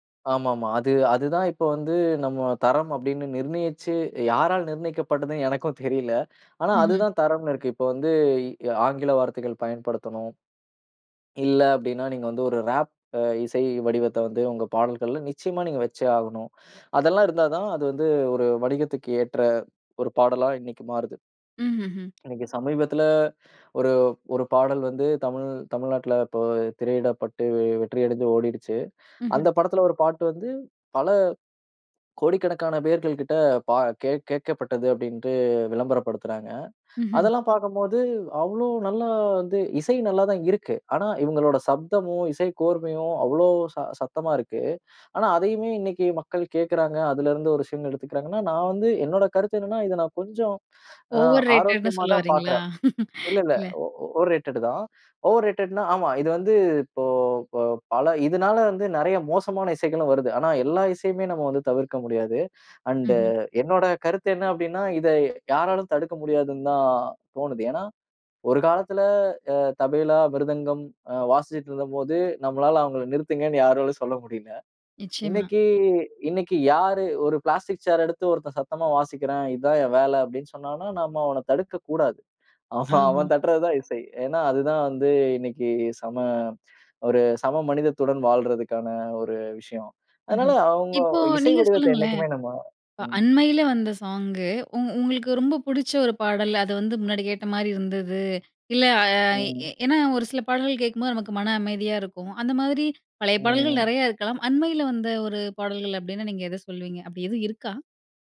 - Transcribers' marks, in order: laughing while speaking: "எனக்கும் தெரியல"; in English: "ராப்"; inhale; other background noise; swallow; inhale; in English: "ஓவர் ரேடட்டுன்னு"; laughing while speaking: "இல்ல"; in English: "ஓர் ரேட்டடு"; "ஓவர்" said as "ஓர்"; in English: "ஓவர்ரேட்டடுன்னா"; laughing while speaking: "அவங்கள நிறுத்துங்கன்னு யாராலும் சொல்ல முடியல"; laughing while speaking: "ஆமா அவன் தட்டுறது தான் இசை"; anticipating: "அப்படீ எதுவும் இருக்கா?"
- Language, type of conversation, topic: Tamil, podcast, உங்கள் வாழ்க்கைக்கான பின்னணி இசை எப்படி இருக்கும்?